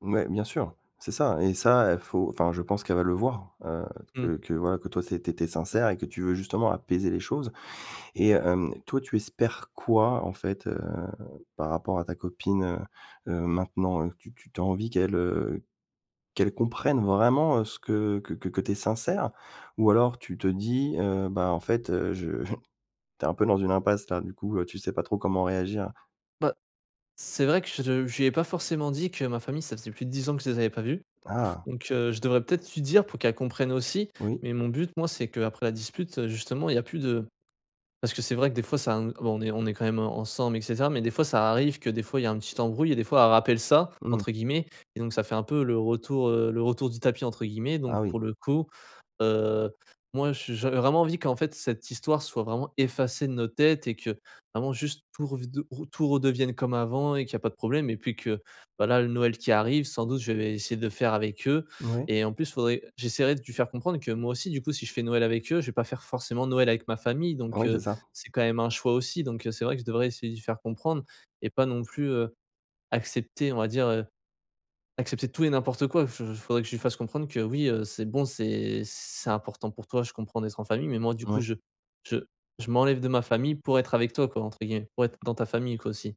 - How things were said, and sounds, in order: chuckle
- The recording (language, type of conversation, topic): French, advice, Comment puis-je m’excuser sincèrement après une dispute ?